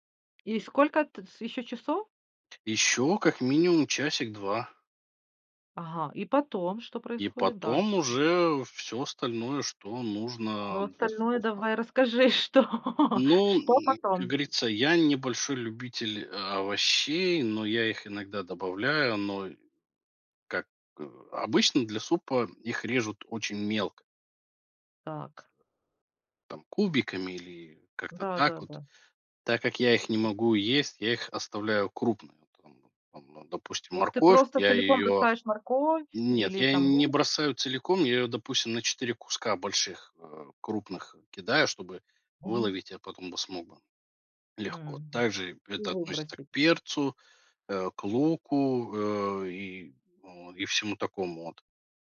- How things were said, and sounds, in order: tapping; laughing while speaking: "что"; other background noise
- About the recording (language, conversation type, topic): Russian, podcast, Что самое важное нужно учитывать при приготовлении супов?